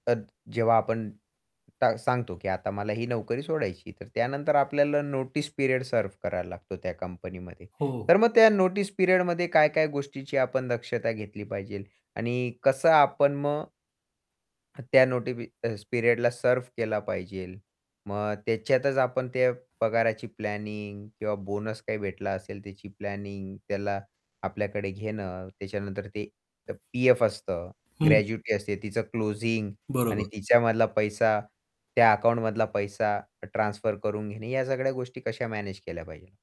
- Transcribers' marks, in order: static; in English: "नोटीस पिरियड सर्व्ह"; distorted speech; in English: "नोटीस पिरियडमध्ये"; in English: "नोटीपी पिरियडला सर्व्ह"; in English: "प्लॅनिंग"; in English: "प्लॅनिंग"; tapping; in English: "ग्रॅज्युटी"
- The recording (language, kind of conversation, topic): Marathi, podcast, नोकरी बदलताना आर्थिक तयारी कशी करावी?